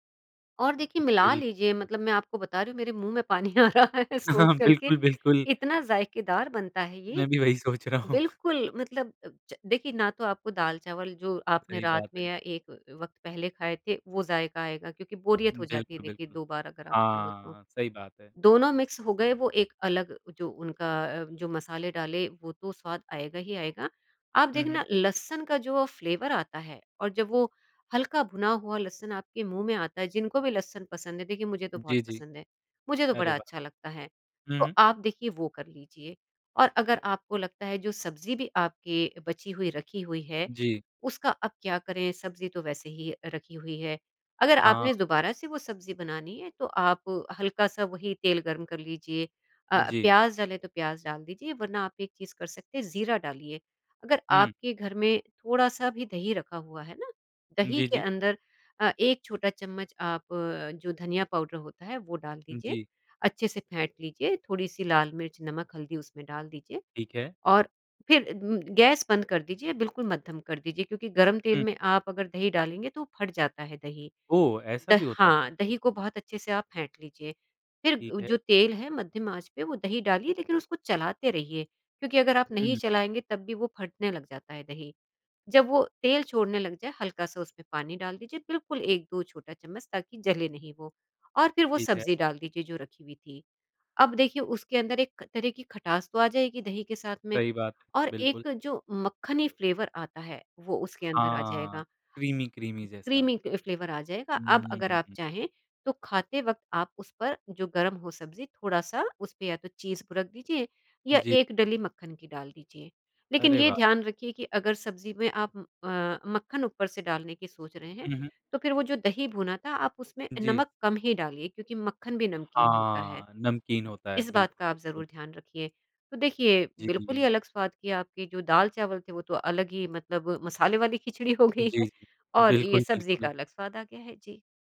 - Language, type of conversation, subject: Hindi, podcast, अचानक फ्रिज में जो भी मिले, उससे आप क्या बना लेते हैं?
- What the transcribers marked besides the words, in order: other noise; chuckle; laughing while speaking: "पानी आ रहा है सोच कर के"; laughing while speaking: "रहा हूँ"; in English: "मिक्स"; in English: "फ़्लेवर"; in English: "फ़्लेवर"; in English: "क्रीमी-क्रीमी"; in English: "क्रीमी"; in English: "फ़्लेवर"; in English: "चीज़"; laughing while speaking: "हो गई है"